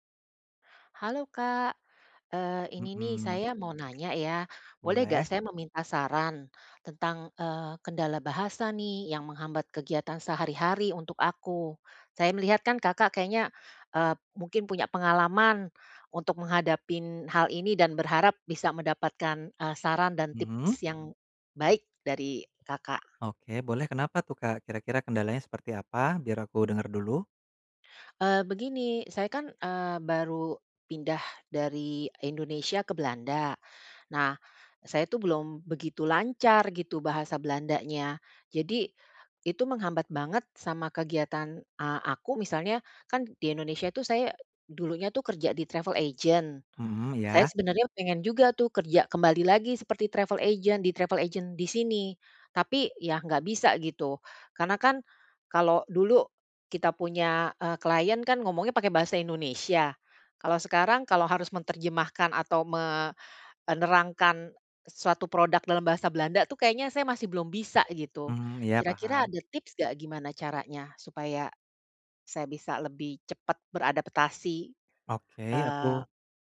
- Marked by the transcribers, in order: other background noise; in English: "travel agent"; in English: "travel agent"; in English: "travel agent"
- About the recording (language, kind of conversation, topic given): Indonesian, advice, Kendala bahasa apa yang paling sering menghambat kegiatan sehari-hari Anda?